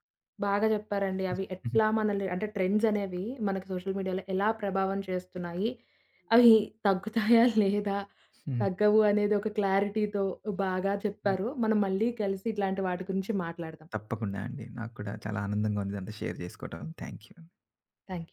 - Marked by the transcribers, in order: other background noise; in English: "సోషల్ మీడియాలో"; giggle; in English: "క్లారిటీతో"; in English: "షేర్"; in English: "థాంక్యూ"; in English: "థాంక్యు"
- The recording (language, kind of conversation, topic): Telugu, podcast, సోషల్ మీడియా ట్రెండ్‌లు మీపై ఎలా ప్రభావం చూపిస్తాయి?